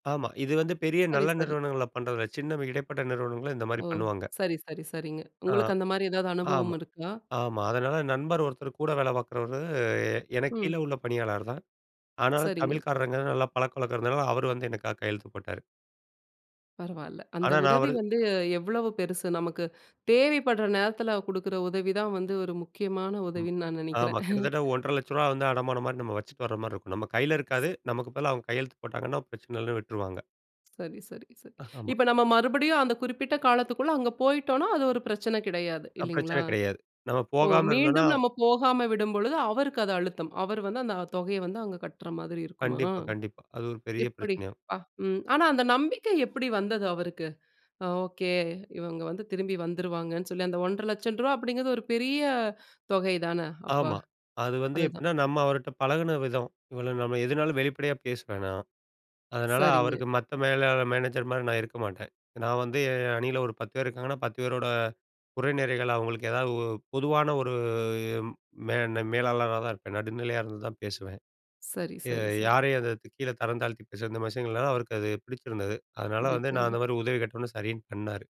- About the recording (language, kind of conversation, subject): Tamil, podcast, உதவி தேவைப்படும் போது முதலில் யாரை அணுகுவீர்கள்?
- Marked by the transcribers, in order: chuckle; other noise; unintelligible speech